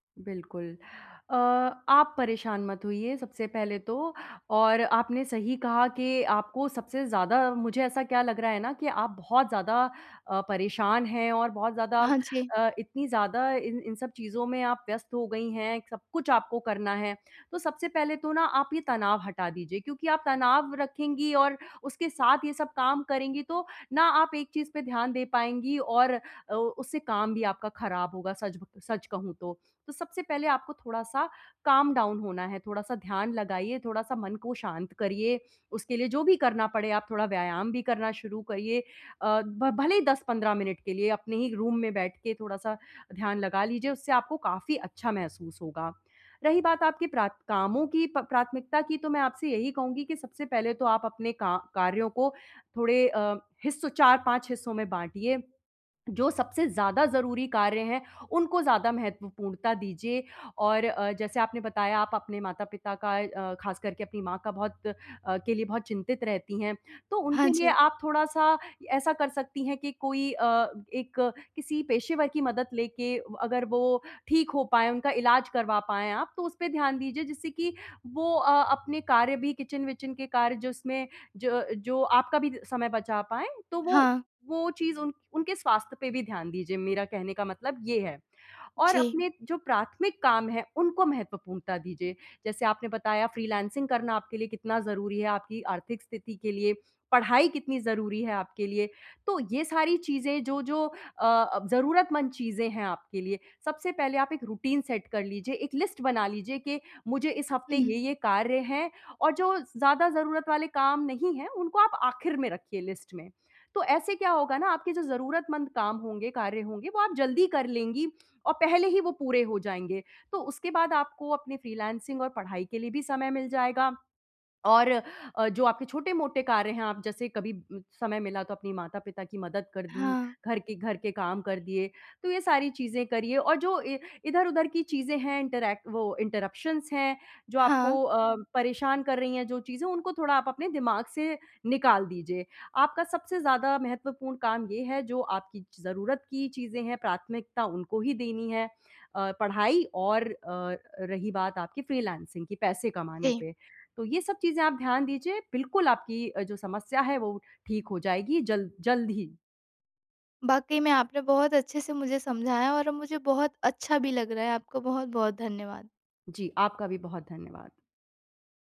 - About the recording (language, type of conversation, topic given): Hindi, advice, मैं अत्यावश्यक और महत्वपूर्ण कामों को समय बचाते हुए प्राथमिकता कैसे दूँ?
- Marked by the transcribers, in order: in English: "काम डाउन"; in English: "रूम"; in English: "किचन"; in English: "रुटीन सेट"; in English: "लिस्ट"; in English: "लिस्ट"; in English: "इंटरैक्ट"; in English: "इंटरप्शंस"